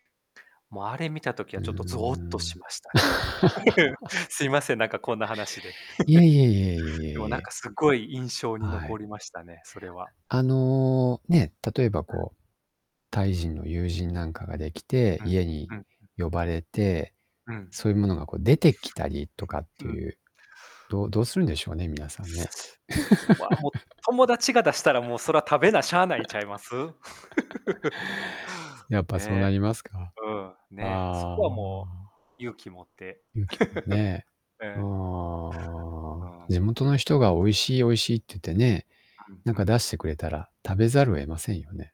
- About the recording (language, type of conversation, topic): Japanese, unstructured, 次に行ってみたい旅行先はどこですか？
- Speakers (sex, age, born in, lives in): male, 40-44, Japan, Japan; male, 50-54, Japan, Japan
- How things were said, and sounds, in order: drawn out: "うーん"; laugh; laughing while speaking: "すいません、なんかこんな話で"; chuckle; tapping; static; distorted speech; laughing while speaking: "そら食べなしゃあないんちゃいます"; laugh; laugh; drawn out: "ああ"; other background noise